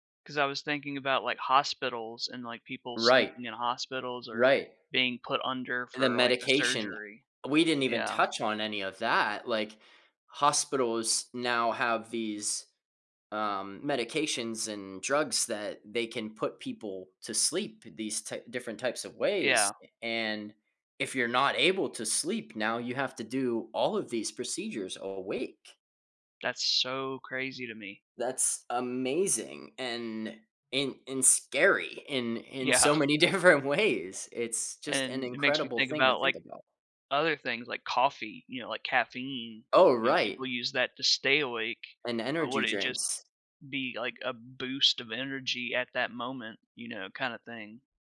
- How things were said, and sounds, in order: stressed: "so"; laughing while speaking: "different"; laughing while speaking: "Yeah"
- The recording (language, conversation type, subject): English, unstructured, How would you prioritize your day without needing to sleep?